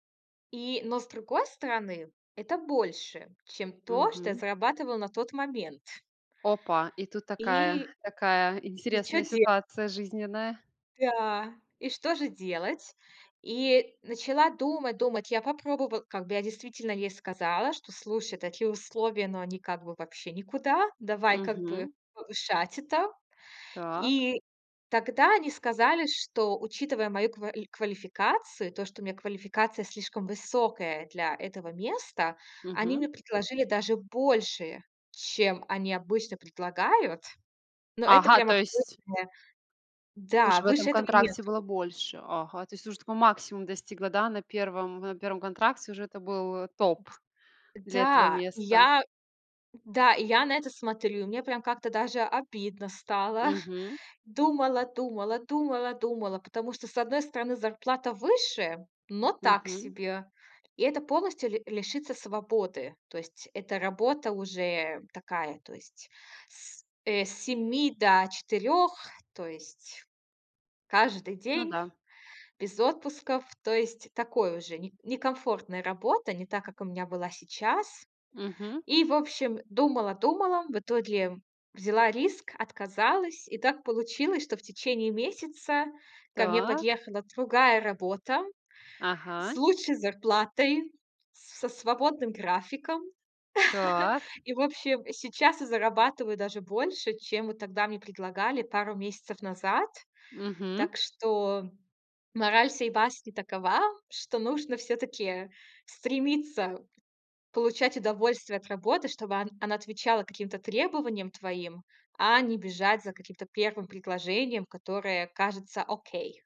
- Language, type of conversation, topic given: Russian, podcast, Когда стоит менять работу ради счастья?
- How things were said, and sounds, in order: tapping; other background noise; other noise; chuckle; chuckle